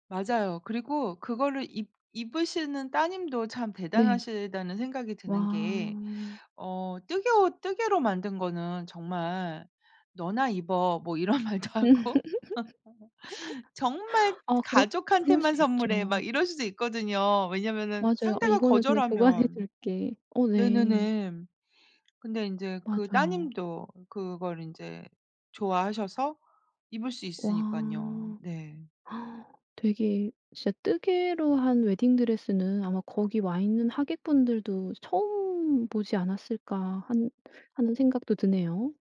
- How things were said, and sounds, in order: laugh; laughing while speaking: "이런 말도 하고"; laughing while speaking: "보관해"; other background noise; gasp
- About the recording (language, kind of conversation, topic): Korean, podcast, 다른 사람과 취미를 공유하면서 느꼈던 즐거움이 있다면 들려주실 수 있나요?